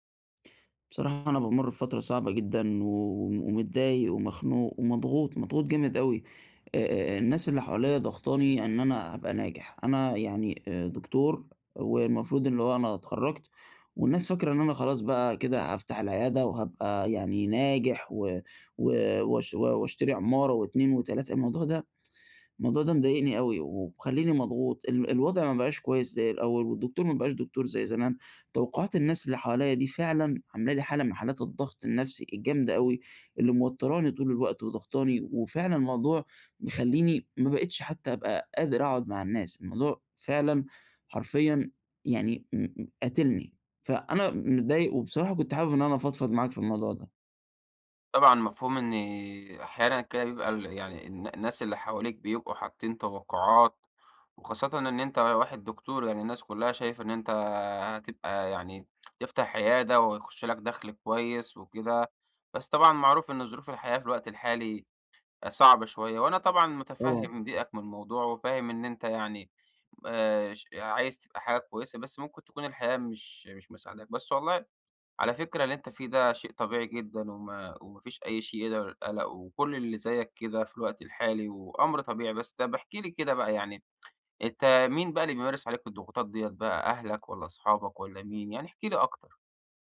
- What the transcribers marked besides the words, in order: none
- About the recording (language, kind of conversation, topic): Arabic, advice, إزاي أتعامل مع ضغط النجاح وتوقّعات الناس اللي حواليّا؟